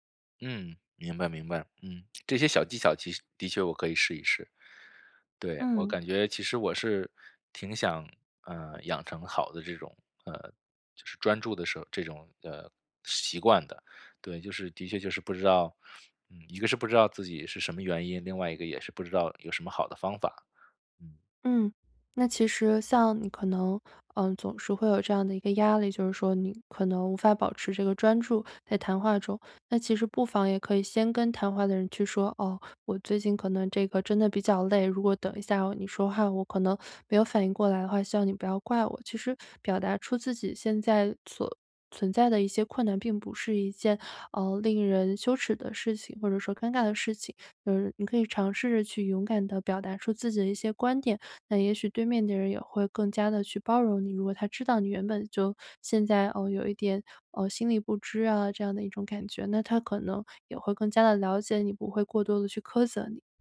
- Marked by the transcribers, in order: other noise; other background noise; tapping
- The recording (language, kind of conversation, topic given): Chinese, advice, 如何在与人交谈时保持专注？